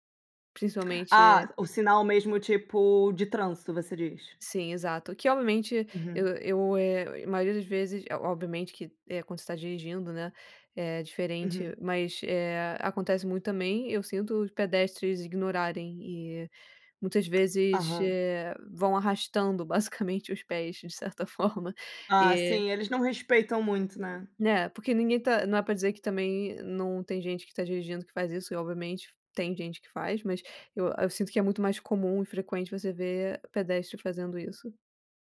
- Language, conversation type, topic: Portuguese, unstructured, O que mais te irrita no comportamento das pessoas no trânsito?
- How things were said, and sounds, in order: tapping